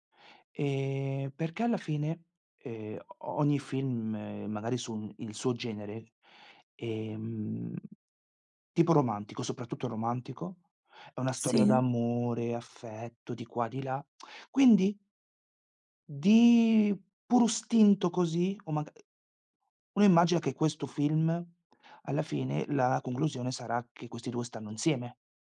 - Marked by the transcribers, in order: drawn out: "di"; other background noise
- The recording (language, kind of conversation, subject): Italian, podcast, Perché alcuni finali di film dividono il pubblico?